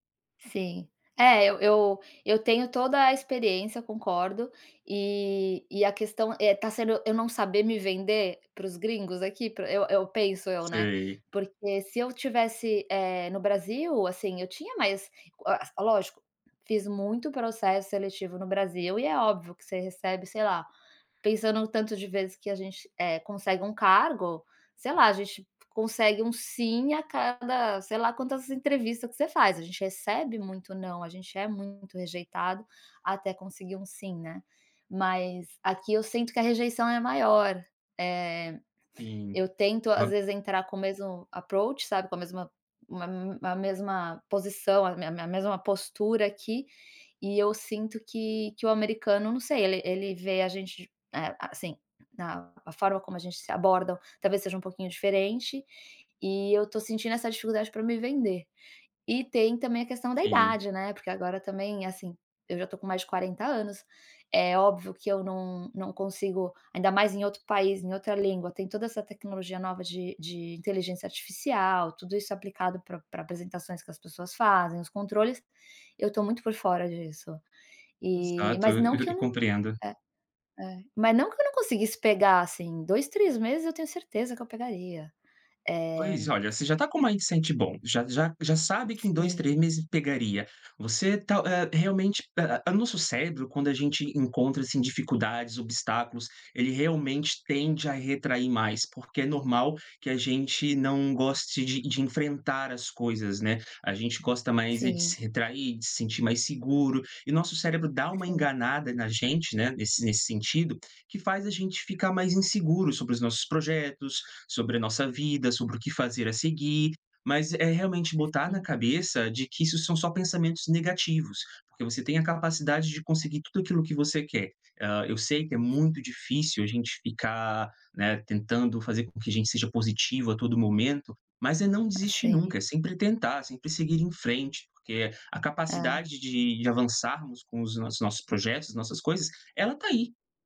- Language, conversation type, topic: Portuguese, advice, Como lidar com a insegurança antes de uma entrevista de emprego?
- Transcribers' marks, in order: tapping; other background noise; in English: "approach"; in English: "mindset"